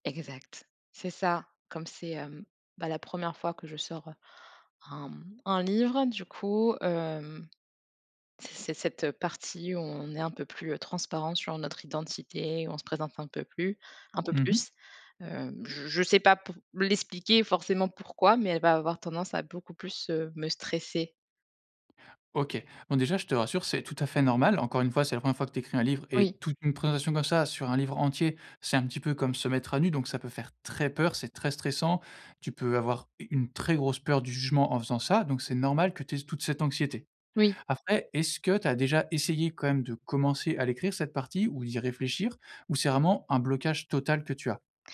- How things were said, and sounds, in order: other background noise; stressed: "très"
- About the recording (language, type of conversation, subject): French, advice, Comment surmonter un blocage d’écriture à l’approche d’une échéance ?